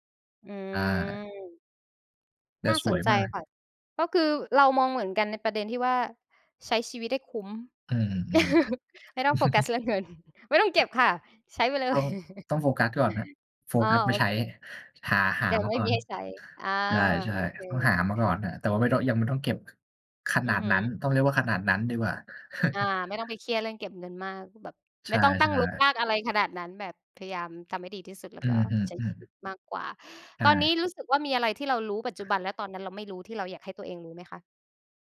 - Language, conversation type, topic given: Thai, unstructured, คุณอยากสอนตัวเองเมื่อสิบปีที่แล้วเรื่องอะไร?
- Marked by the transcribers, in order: tapping; laugh; other background noise; chuckle; chuckle